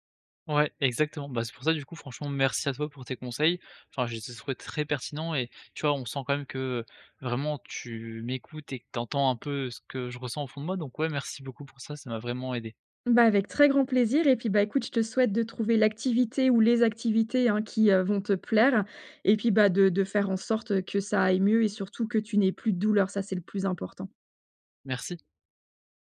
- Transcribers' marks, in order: none
- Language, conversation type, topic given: French, advice, Quelle activité est la plus adaptée à mon problème de santé ?